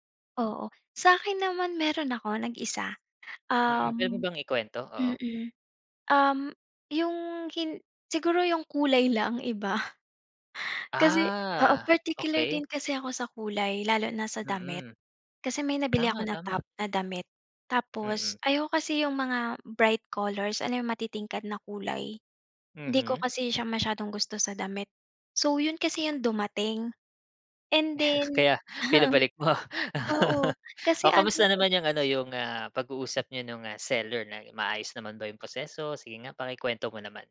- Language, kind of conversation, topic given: Filipino, podcast, Ano ang mga praktikal at ligtas na tips mo para sa online na pamimili?
- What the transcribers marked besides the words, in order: tapping; chuckle; laughing while speaking: "Kaya pinabalik mo?"; laugh; chuckle